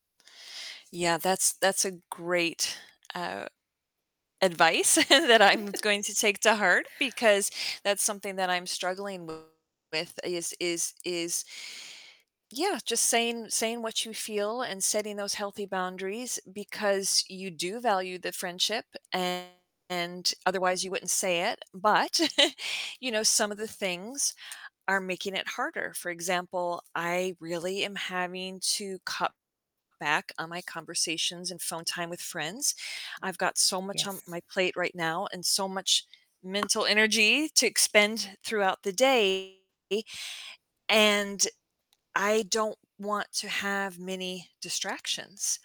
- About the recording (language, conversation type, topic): English, unstructured, What role do your friends play in helping you learn better?
- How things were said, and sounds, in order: chuckle; laughing while speaking: "that I'm"; chuckle; distorted speech; chuckle; tapping; static; other background noise